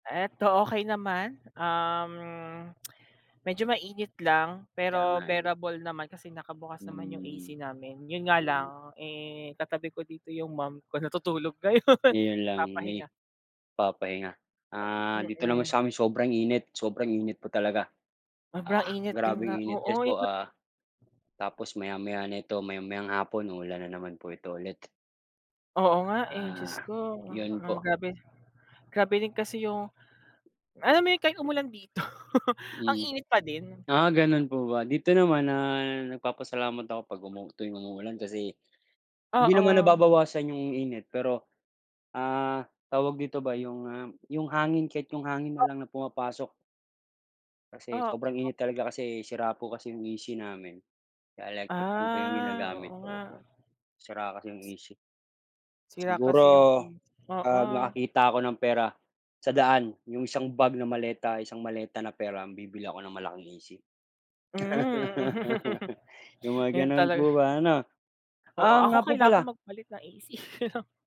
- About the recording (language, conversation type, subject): Filipino, unstructured, Ano ang iniisip mo kapag may taong walang respeto sa pampublikong lugar?
- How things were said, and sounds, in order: tsk; laugh; other background noise; laugh; laugh